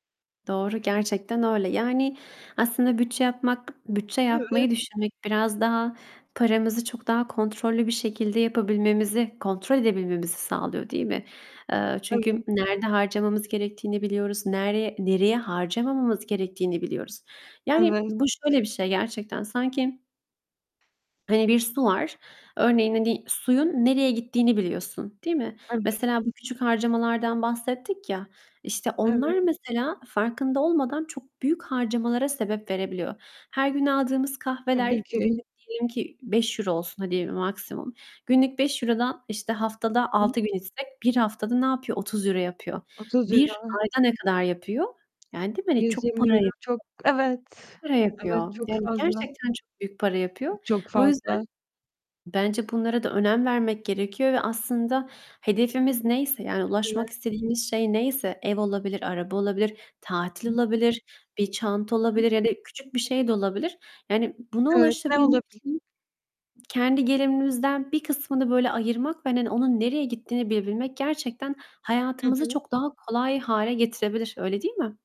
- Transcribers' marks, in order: tapping; other background noise; distorted speech; static; unintelligible speech
- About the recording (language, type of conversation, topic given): Turkish, unstructured, Bütçe yapmak hayatını nasıl değiştirir?